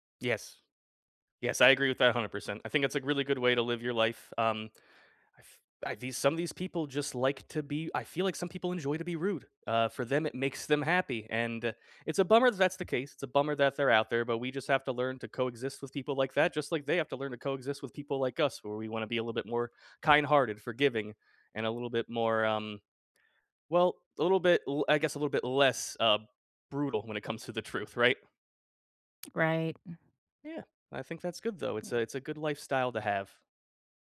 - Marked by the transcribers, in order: none
- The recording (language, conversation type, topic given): English, unstructured, What is a good way to say no without hurting someone’s feelings?
- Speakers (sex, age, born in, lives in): female, 40-44, United States, United States; male, 30-34, United States, United States